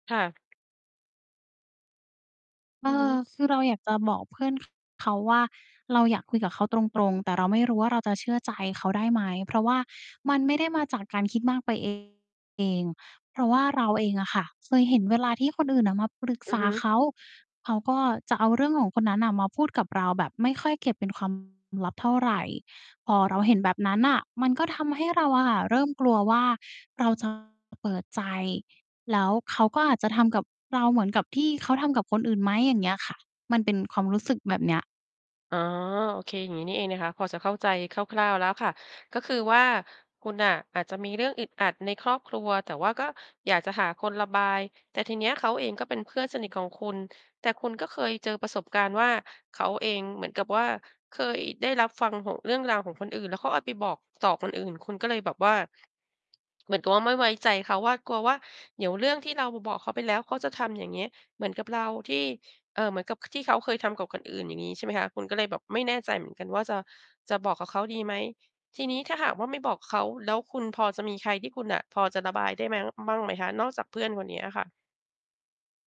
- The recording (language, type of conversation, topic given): Thai, advice, ฉันควรบอกเพื่อนเรื่องความรู้สึกของฉันยังไงดี?
- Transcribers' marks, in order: tapping; distorted speech